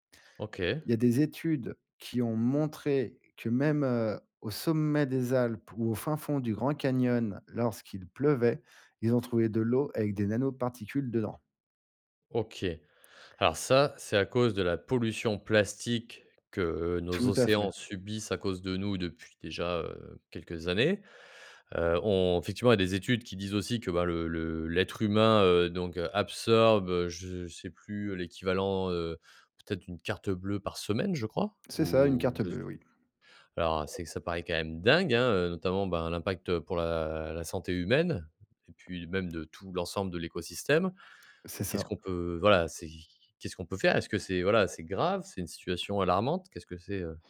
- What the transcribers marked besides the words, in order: stressed: "dingue"; drawn out: "la"
- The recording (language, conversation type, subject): French, podcast, Peux-tu nous expliquer le cycle de l’eau en termes simples ?